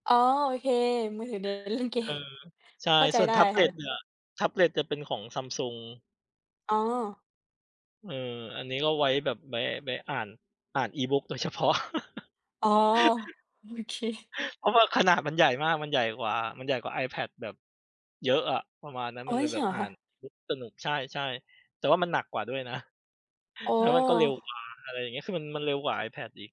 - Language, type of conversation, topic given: Thai, unstructured, สมาร์ทโฟนทำให้ชีวิตสะดวกขึ้นจริงหรือ?
- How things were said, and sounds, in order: other background noise; laughing while speaking: "เกม"; background speech; chuckle; laughing while speaking: "โอเค"